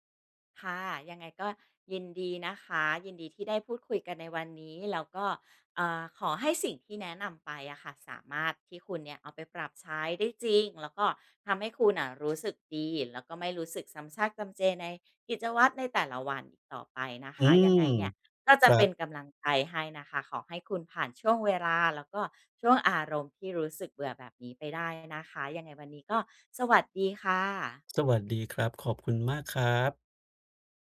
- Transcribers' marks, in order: other background noise; tapping
- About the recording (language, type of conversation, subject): Thai, advice, จะหาคุณค่าในกิจวัตรประจำวันซ้ำซากและน่าเบื่อได้อย่างไร